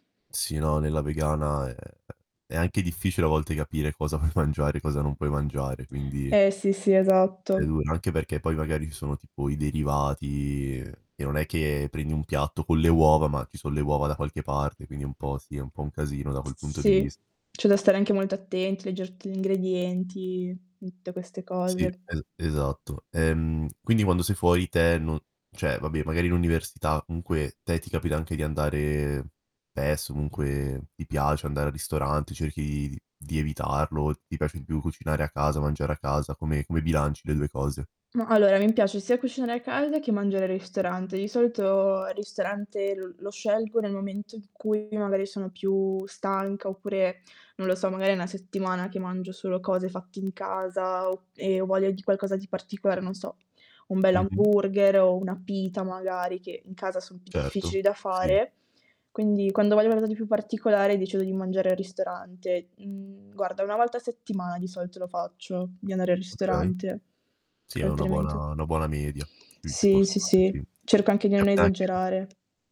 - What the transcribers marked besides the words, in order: tapping; laughing while speaking: "cosa"; other background noise; distorted speech; static; "tutte" said as "dutte"
- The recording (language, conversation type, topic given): Italian, podcast, Qual è il ruolo dei pasti in famiglia nella vostra vita quotidiana?
- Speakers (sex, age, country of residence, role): female, 20-24, Italy, guest; male, 18-19, Italy, host